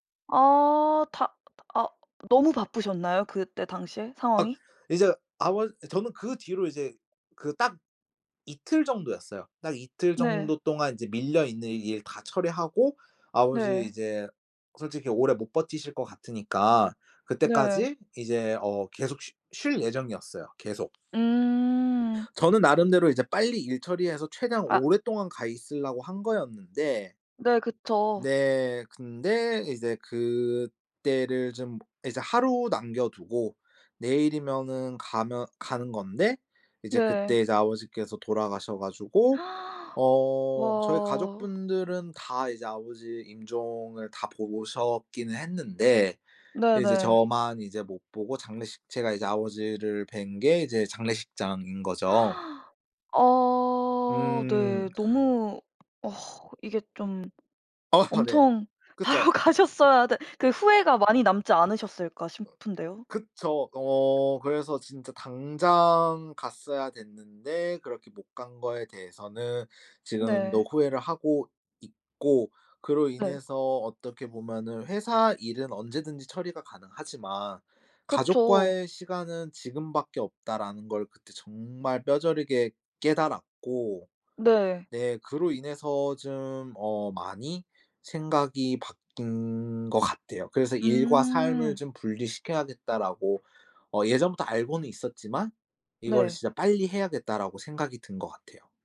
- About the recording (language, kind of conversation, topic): Korean, podcast, 일과 삶의 균형을 바꾸게 된 계기는 무엇인가요?
- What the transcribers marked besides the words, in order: other noise; other background noise; tapping; gasp; gasp; laughing while speaking: "바로 가셨어야"; laugh